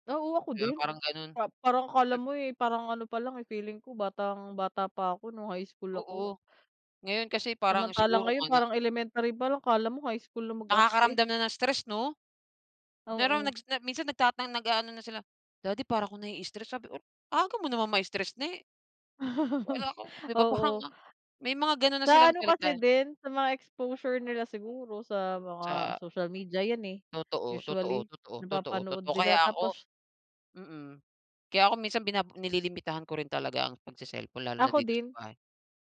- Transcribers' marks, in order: tapping; "magarte" said as "magakte"; chuckle
- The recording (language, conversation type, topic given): Filipino, unstructured, Anong libangan ang pinakagusto mong gawin kapag may libre kang oras?